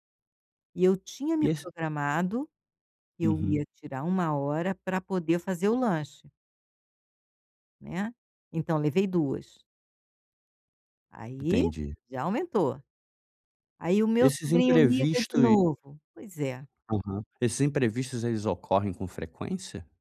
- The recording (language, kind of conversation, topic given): Portuguese, advice, Como posso levantar cedo com mais facilidade?
- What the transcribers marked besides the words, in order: tapping